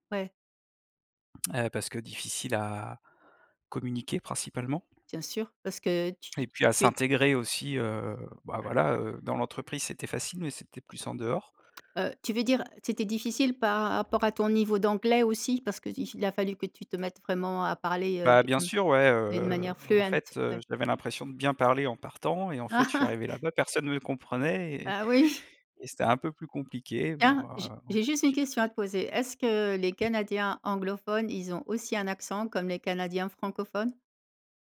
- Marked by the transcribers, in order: other background noise; tapping; put-on voice: "fluent ?"; laugh
- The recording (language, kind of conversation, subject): French, podcast, Quel geste de bonté t’a vraiment marqué ?
- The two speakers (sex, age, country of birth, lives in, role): female, 55-59, France, France, host; male, 35-39, France, France, guest